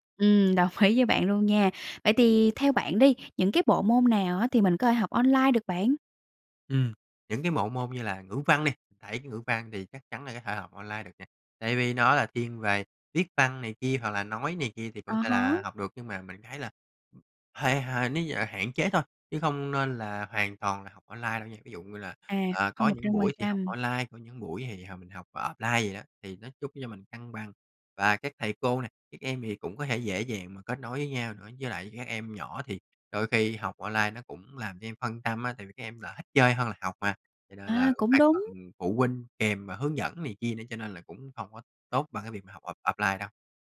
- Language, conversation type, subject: Vietnamese, podcast, Bạn nghĩ sao về việc học trực tuyến thay vì đến lớp?
- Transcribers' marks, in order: laughing while speaking: "đồng"; tapping